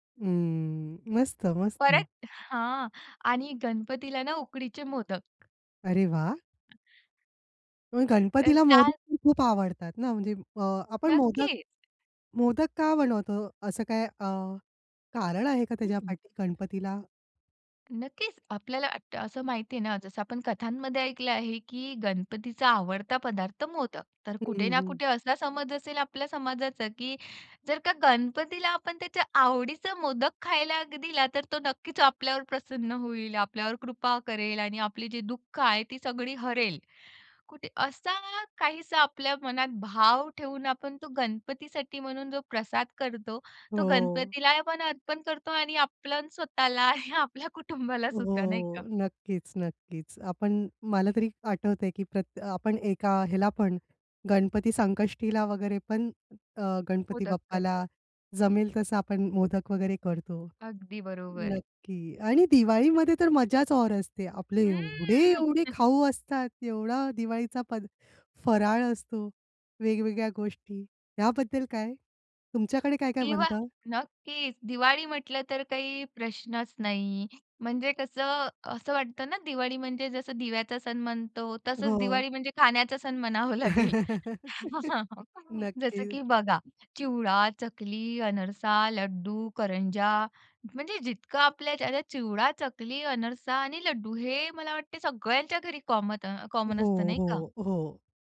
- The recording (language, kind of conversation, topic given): Marathi, podcast, विशेष सणांमध्ये कोणते अन्न आवर्जून बनवले जाते आणि त्यामागचे कारण काय असते?
- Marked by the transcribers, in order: tapping; other background noise; "आपल्या" said as "आपलंन"; laughing while speaking: "आणि आपल्या कुटुंबाला सुद्धा, नाही का?"; stressed: "एवढे-एवढे"; chuckle; laughing while speaking: "खाण्याचा सण म्हणावा लागेल"; laugh; chuckle; in English: "कॉमन"